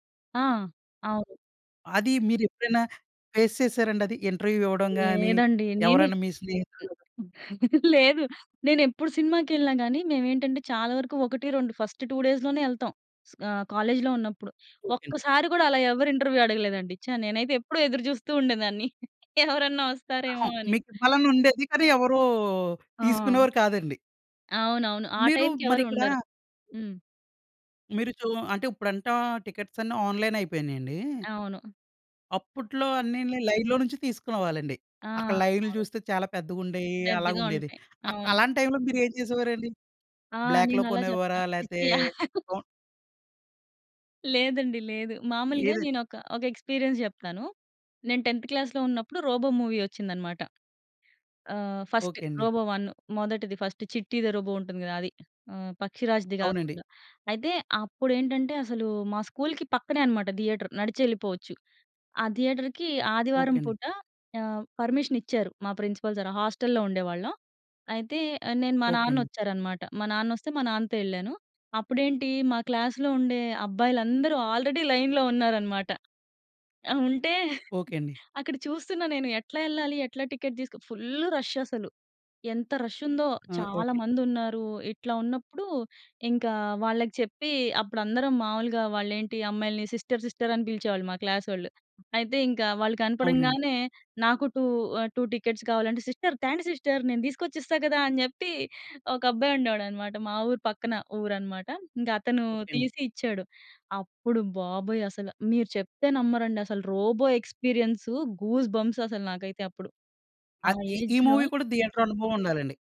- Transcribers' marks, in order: in English: "ఫేస్"; in English: "ఇంటర్వ్యూ"; other noise; laugh; in English: "ఫస్ట్ టూ డేస్"; other background noise; in English: "ఇంటర్వ్యూ"; laughing while speaking: "ఎవరన్నా వస్తారేవో అని"; in English: "టికెట్స్"; in English: "ఆన్లైన్"; in English: "లైన్‌లో"; in English: "బ్లాక్‌లో"; chuckle; in English: "ఎక్స్పీరియన్స్"; in English: "టెన్త్ క్లాస్‌లో"; in English: "ఫస్ట్"; in English: "ఫస్ట్"; in English: "థియేటర్"; in English: "థియేటర్‌కి"; in English: "పర్మిషన్"; in English: "ప్రిన్సిపల్ సార్ హాస్టల్‍లో"; in English: "క్లాస్‌లో"; in English: "ఆల్రెడీ లైన్‌లో"; chuckle; in English: "ఫుల్ రష్"; in English: "రష్"; in English: "సిస్టర్, సిస్టర్"; in English: "టూ"; in English: "టూ టికెట్స్"; in English: "సిస్టర్"; in English: "సిస్టర్"; in English: "ఎక్స్పీరియన్స్ గూస్‌బంప్స్"; in English: "మూవీ"; in English: "ఏజ్‍లో"; in English: "థియేటర్"
- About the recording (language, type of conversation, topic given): Telugu, podcast, మీ మొదటి సినిమా థియేటర్ అనుభవం ఎలా ఉండేది?